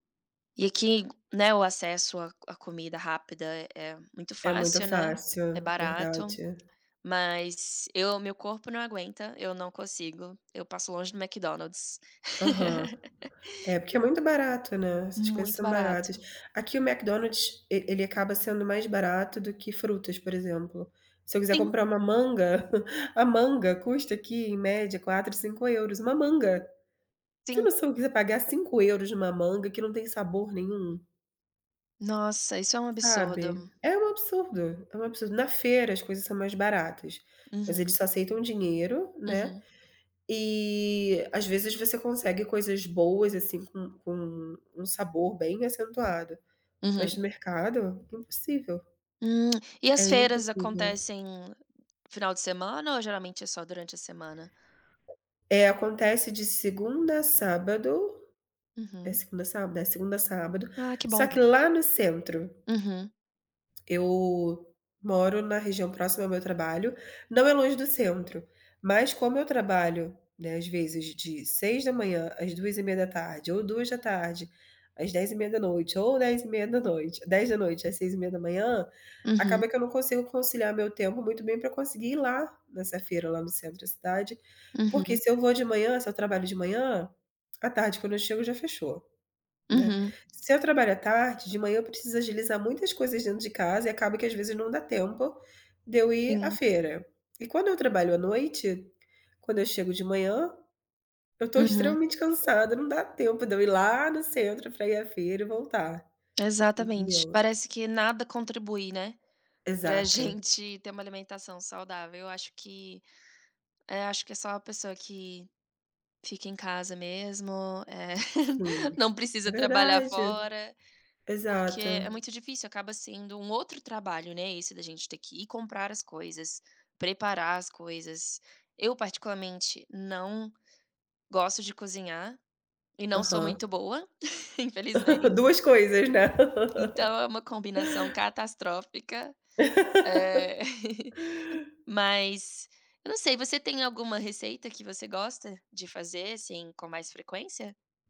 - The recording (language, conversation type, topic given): Portuguese, unstructured, Qual é a sua receita favorita para um jantar rápido e saudável?
- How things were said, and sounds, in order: laugh; chuckle; tapping; drawn out: "E"; other background noise; laughing while speaking: "gente"; laugh; chuckle; laugh; laugh; laugh